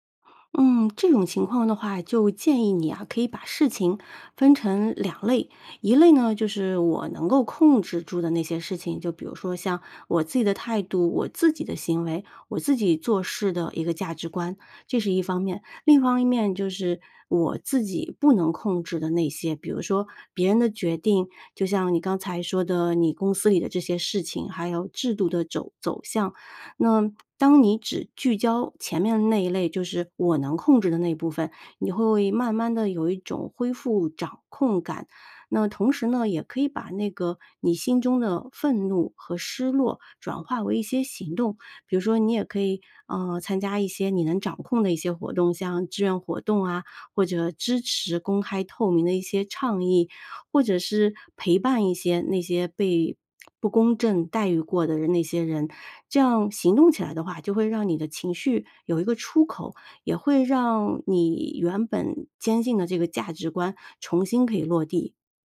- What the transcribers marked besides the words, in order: other background noise
- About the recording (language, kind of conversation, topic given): Chinese, advice, 当你目睹不公之后，是如何开始怀疑自己的价值观与人生意义的？